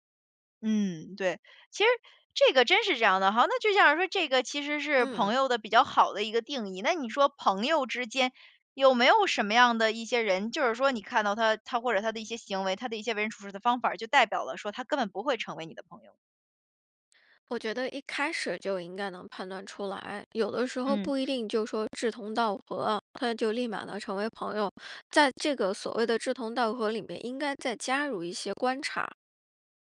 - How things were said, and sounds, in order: other background noise
- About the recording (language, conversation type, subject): Chinese, podcast, 你觉得什么样的人才算是真正的朋友？